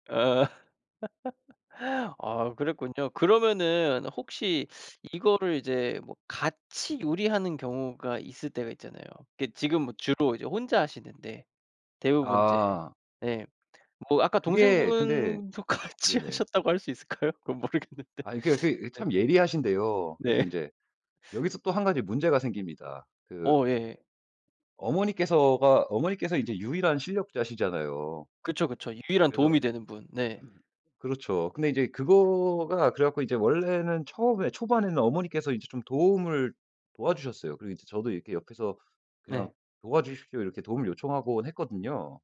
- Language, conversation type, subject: Korean, podcast, 같이 요리하다가 생긴 웃긴 에피소드가 있나요?
- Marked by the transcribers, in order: laugh; teeth sucking; laughing while speaking: "같이 하셨다고 할 수 있을까요? 그건 모르겠는데"; laugh; other background noise